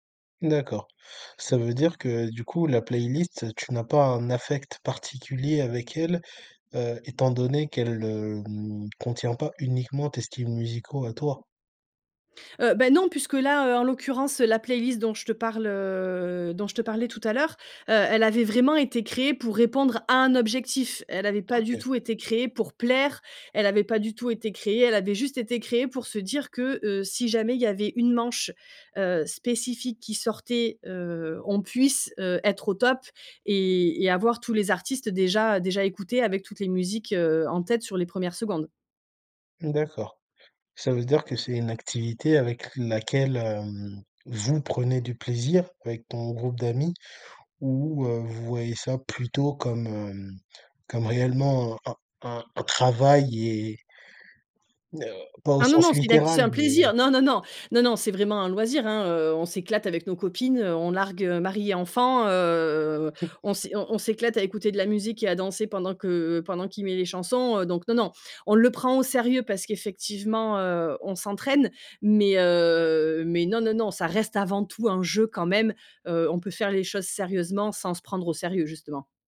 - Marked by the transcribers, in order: drawn out: "heu"; stressed: "à"; stressed: "vous"; chuckle; drawn out: "heu"
- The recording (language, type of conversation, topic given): French, podcast, Raconte un moment où une playlist a tout changé pour un groupe d’amis ?